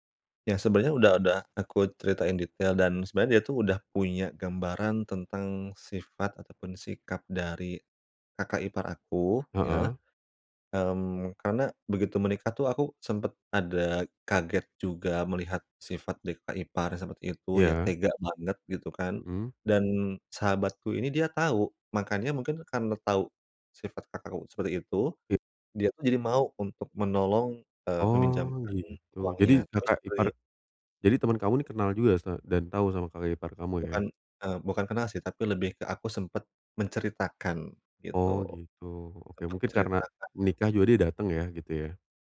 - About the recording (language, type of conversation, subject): Indonesian, advice, Bagaimana saya bisa meminta maaf dan membangun kembali kepercayaan?
- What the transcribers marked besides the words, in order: none